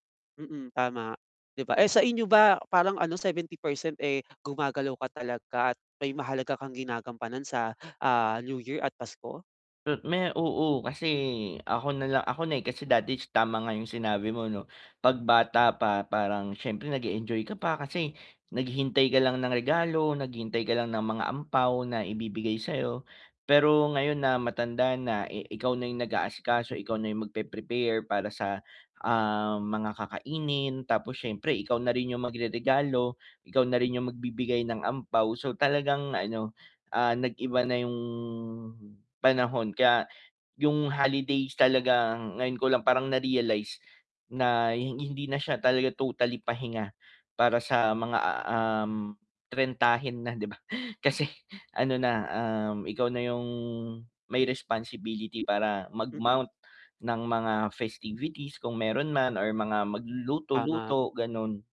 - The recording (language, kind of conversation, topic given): Filipino, advice, Bakit ako pagod at naburnout pagkatapos ng mga selebrasyon?
- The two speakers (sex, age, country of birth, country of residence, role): male, 25-29, Philippines, Philippines, advisor; male, 25-29, Philippines, Philippines, user
- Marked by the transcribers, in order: other background noise; static; laughing while speaking: "kasi"; in English: "festivities"